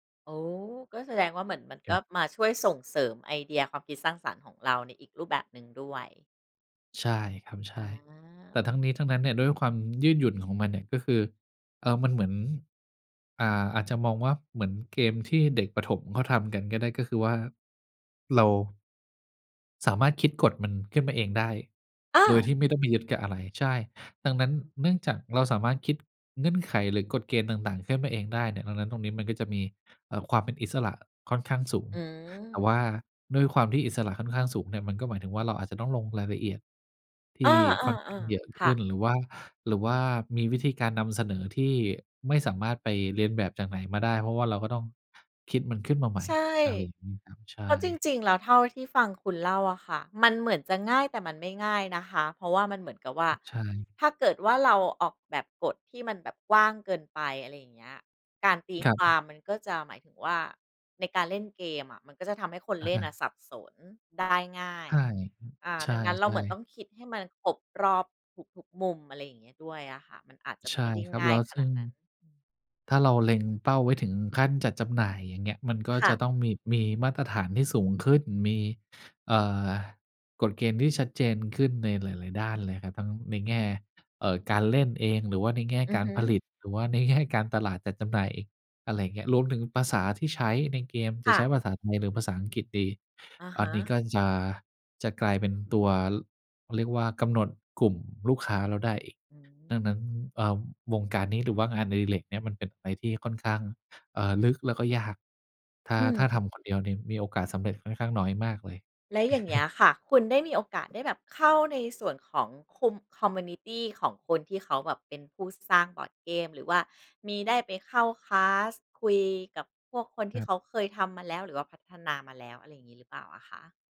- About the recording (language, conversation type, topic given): Thai, podcast, ทำอย่างไรถึงจะค้นหาความสนใจใหม่ๆ ได้เมื่อรู้สึกตัน?
- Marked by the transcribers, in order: tapping; other noise; laughing while speaking: "ในแง่"; chuckle; in English: "คอมมิวนิตี"; in English: "คลาส"